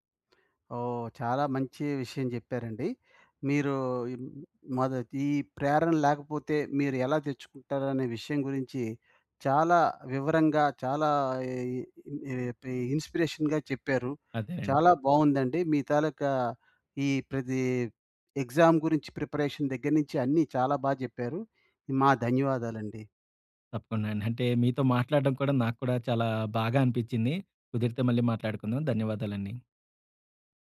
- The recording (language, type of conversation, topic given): Telugu, podcast, ప్రేరణ లేకపోతే మీరు దాన్ని ఎలా తెచ్చుకుంటారు?
- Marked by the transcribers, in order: other background noise; in English: "ఇన్స్‌పిరేషన్‌గా"; in English: "ఎగ్జామ్"; in English: "ప్రిపరేషన్"